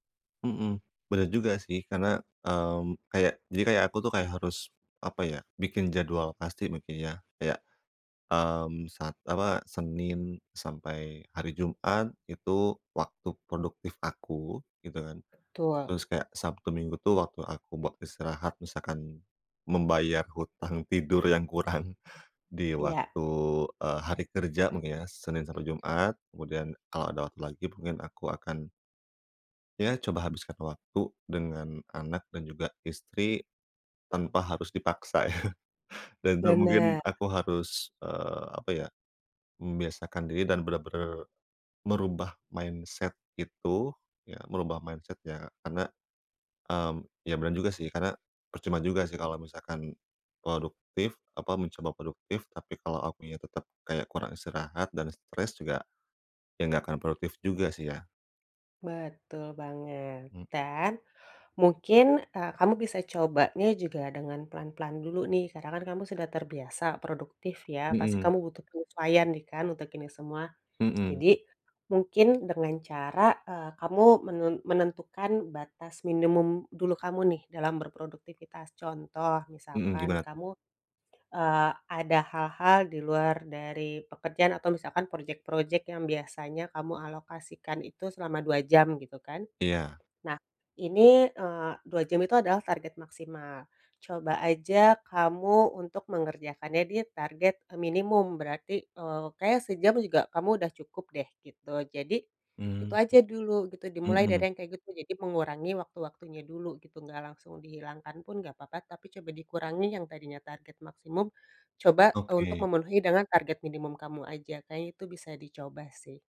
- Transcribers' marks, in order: tapping; laughing while speaking: "hutang tidur yang kurang"; other background noise; chuckle; in English: "mindset"; in English: "mindset-nya"
- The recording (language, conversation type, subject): Indonesian, advice, Bagaimana cara belajar bersantai tanpa merasa bersalah dan tanpa terpaku pada tuntutan untuk selalu produktif?